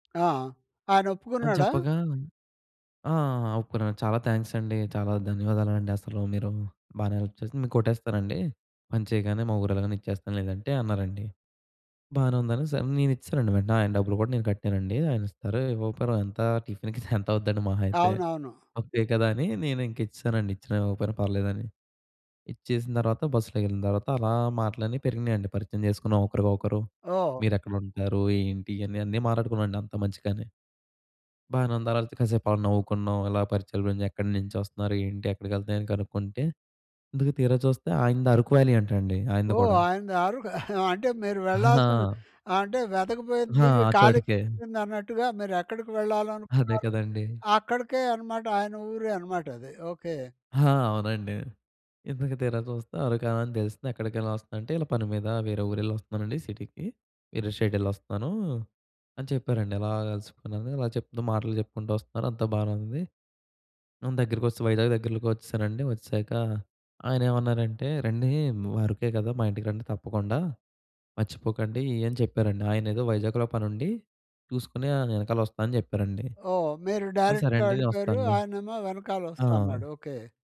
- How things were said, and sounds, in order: in English: "థ్యాంక్స్"; in English: "హెల్ప్"; in English: "టిఫిన్‌కి"; chuckle; chuckle; chuckle; in English: "సిటీకి"; in English: "స్టేట్"; in English: "డైరెక్ట్‌గా"
- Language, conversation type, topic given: Telugu, podcast, ఒంటరిగా ఉన్నప్పుడు మీకు ఎదురైన అద్భుతమైన క్షణం ఏది?